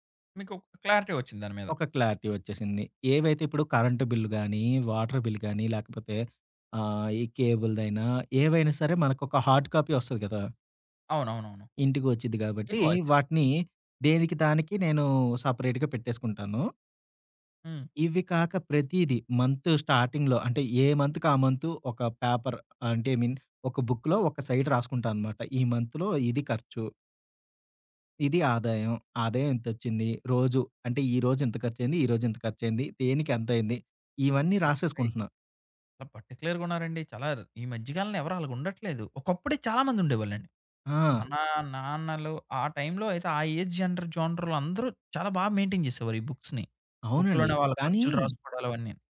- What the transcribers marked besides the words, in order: in English: "క్లారిటీ"; in English: "క్లారిటీ"; in English: "వాటర్ బిల్"; in English: "హార్డ్ కాపీ"; in English: "సపరేట్‌గా"; in English: "మంత్ స్టార్టింగ్‌లో"; in English: "మంత్‌కి"; in English: "పేపర్"; tapping; in English: "ఐ మీన్"; in English: "సైడ్"; in English: "మంత్‌లో"; in English: "పార్టిక్యులర్‌గా"; in English: "ఏజ్ జెంటర్ జానర్‌లో"; in English: "మెయింటైన్"; in English: "బుక్స్‌ని"
- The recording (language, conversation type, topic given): Telugu, podcast, పేపర్లు, బిల్లులు, రశీదులను మీరు ఎలా క్రమబద్ధం చేస్తారు?